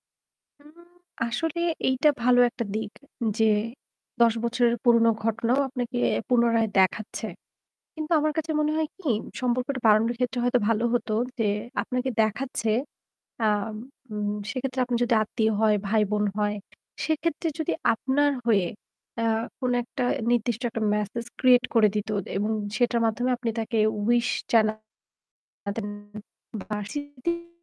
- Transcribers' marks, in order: static; other background noise; distorted speech; unintelligible speech
- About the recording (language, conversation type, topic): Bengali, podcast, তুমি কি মনে করো, ভবিষ্যতে সামাজিক মাধ্যম আমাদের সম্পর্কগুলো বদলে দেবে?